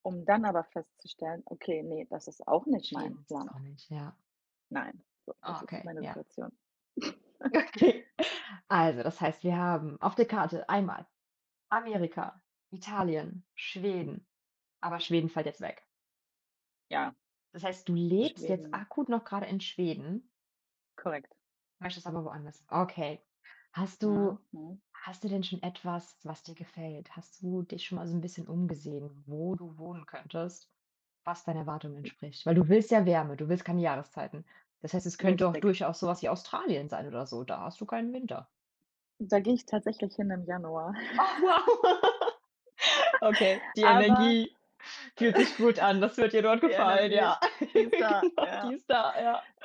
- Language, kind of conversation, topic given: German, advice, Wie kann ich meine Angst und Unentschlossenheit bei großen Lebensentscheidungen überwinden?
- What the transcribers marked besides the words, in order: chuckle; laughing while speaking: "Okay"; other noise; laughing while speaking: "Oh, wow, okay, die Energie … ist da, ja"; chuckle; laugh; chuckle; laughing while speaking: "die Energie, die ist da, ja"; laugh